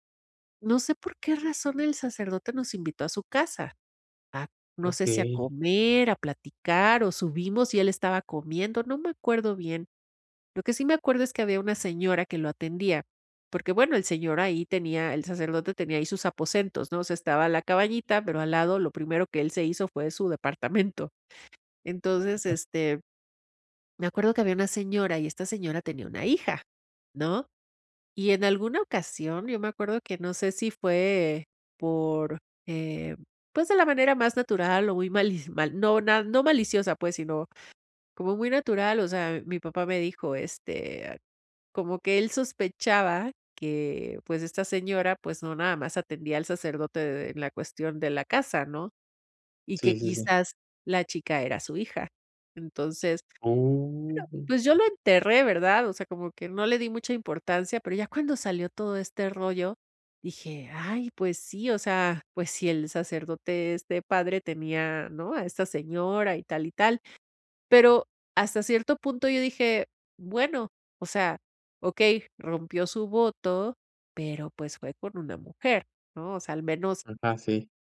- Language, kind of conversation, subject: Spanish, advice, ¿Cómo puedo afrontar una crisis espiritual o pérdida de fe que me deja dudas profundas?
- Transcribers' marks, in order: tapping; drawn out: "Oh"